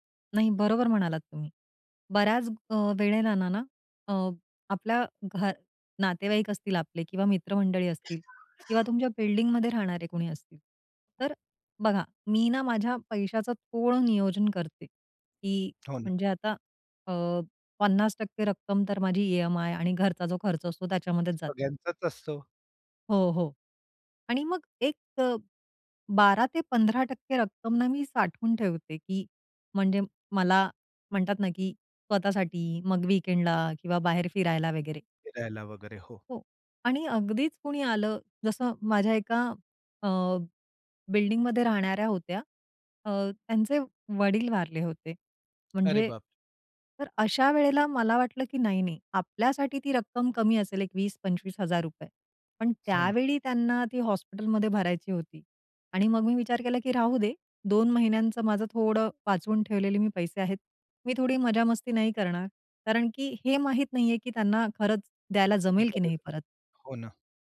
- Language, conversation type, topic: Marathi, podcast, नकार म्हणताना तुम्हाला कसं वाटतं आणि तुम्ही तो कसा देता?
- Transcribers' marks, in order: tapping; cough; other background noise; in English: "वीकेंडला"